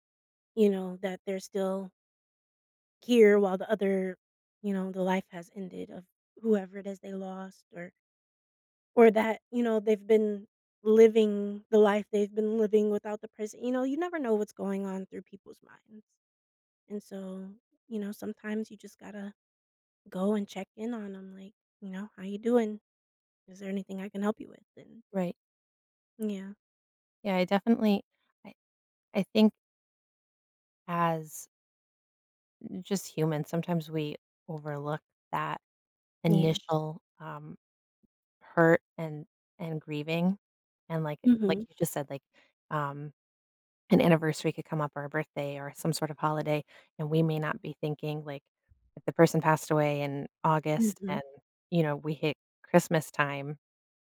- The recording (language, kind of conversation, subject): English, unstructured, How can someone support a friend who is grieving?
- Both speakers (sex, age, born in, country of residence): female, 30-34, United States, United States; female, 40-44, United States, United States
- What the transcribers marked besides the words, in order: tapping